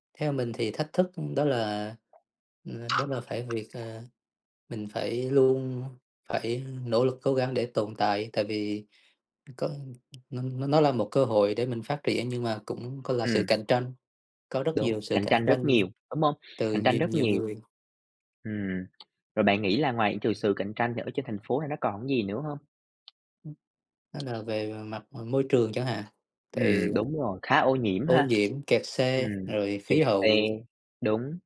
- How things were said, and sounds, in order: other background noise; tapping
- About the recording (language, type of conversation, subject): Vietnamese, unstructured, Bạn thích sống ở một thành phố lớn nhộn nhịp hay ở một vùng quê yên bình hơn?